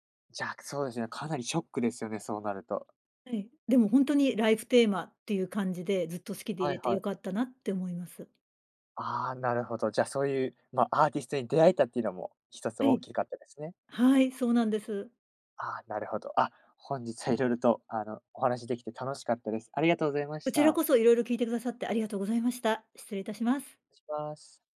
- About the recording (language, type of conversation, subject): Japanese, podcast, 自分の人生を表すプレイリストはどんな感じですか？
- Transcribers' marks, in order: none